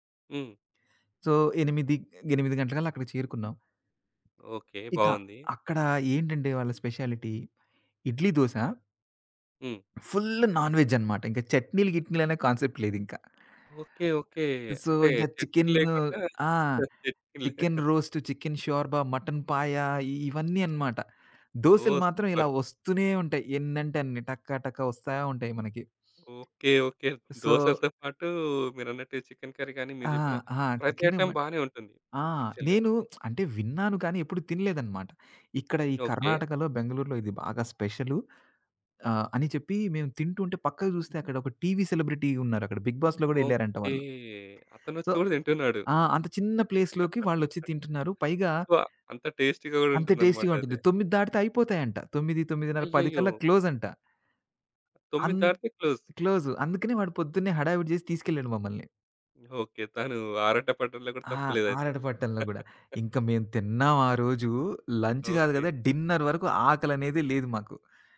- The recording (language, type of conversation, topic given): Telugu, podcast, ఒక అజ్ఞాతుడు మీతో స్థానిక వంటకాన్ని పంచుకున్న సంఘటన మీకు గుర్తుందా?
- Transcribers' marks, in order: in English: "సో"; in English: "స్పెషాలిటీ"; in English: "ఫుల్ నాన్‌వెజ్"; stressed: "ఫుల్"; in English: "కాన్సెప్ట్"; in English: "సో"; laughing while speaking: "చట్నీ లే"; in English: "సూపర్!"; in English: "సో"; in English: "ఐటెం"; lip smack; in English: "యాక్చువల్‌గా"; in English: "సెలబ్రిటీ"; in English: "సో"; in English: "ప్లేస్‌లోకి"; laugh; in English: "సో"; in English: "టేస్టీగా"; in English: "టేస్టీగా"; in English: "క్లోజ్"; in English: "క్లోజ్"; in English: "క్లోజ్"; chuckle; in English: "లంచ్"; in English: "డిన్నర్"